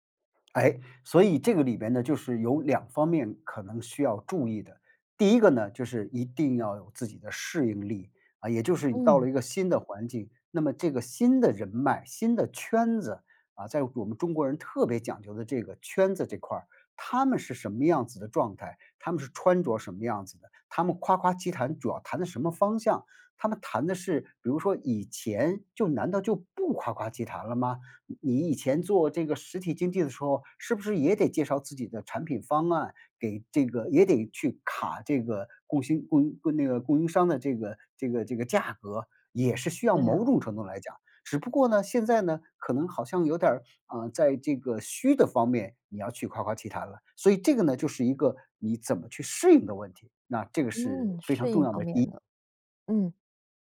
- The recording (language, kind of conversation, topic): Chinese, podcast, 转行后怎样重新建立职业人脉？
- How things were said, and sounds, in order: none